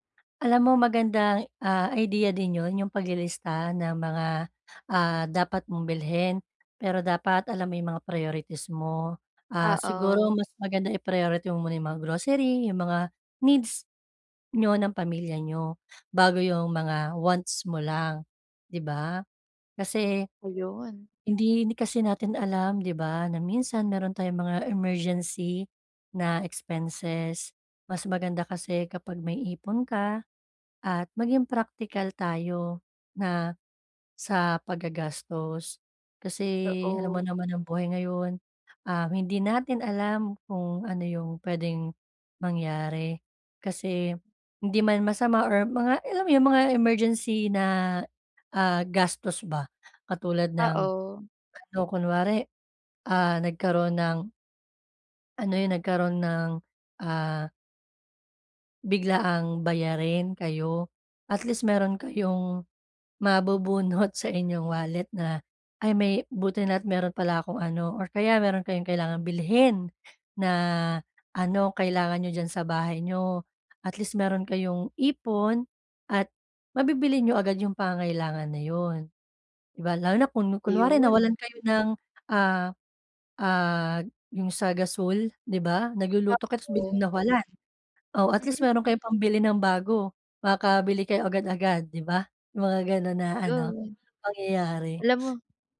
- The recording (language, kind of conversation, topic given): Filipino, advice, Paano ko makokontrol ang impulsibong kilos?
- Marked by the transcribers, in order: tapping; dog barking; other background noise